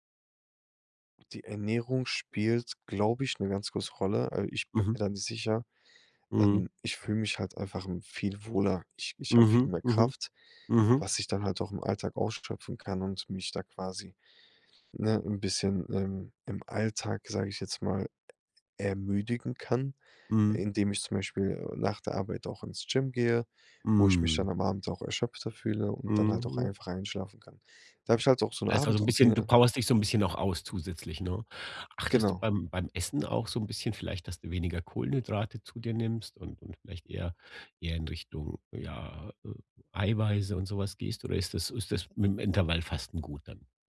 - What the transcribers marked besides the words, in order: other background noise
- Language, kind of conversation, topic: German, podcast, Wie bereitest du dich abends aufs Schlafen vor?